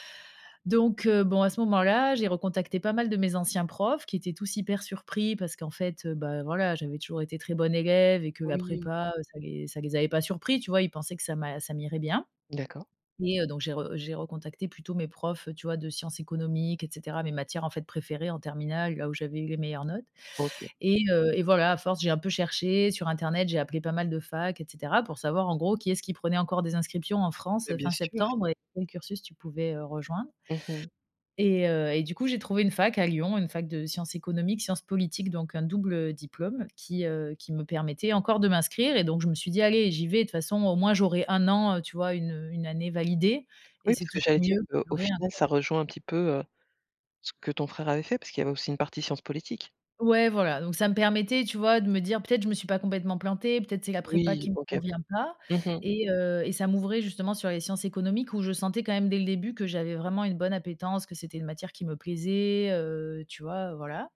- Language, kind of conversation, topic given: French, podcast, Quand as-tu pris une décision que tu regrettes, et qu’en as-tu tiré ?
- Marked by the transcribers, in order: tapping